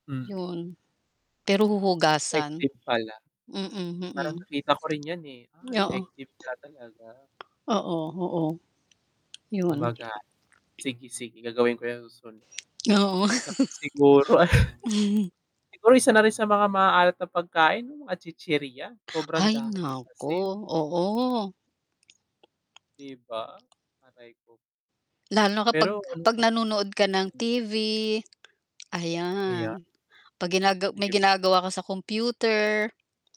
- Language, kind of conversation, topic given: Filipino, unstructured, Ano ang pakiramdam mo kapag kumakain ka ng mga pagkaing sobrang maalat?
- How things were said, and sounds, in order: static; tapping; distorted speech; other background noise; scoff; wind; laugh; dog barking; scoff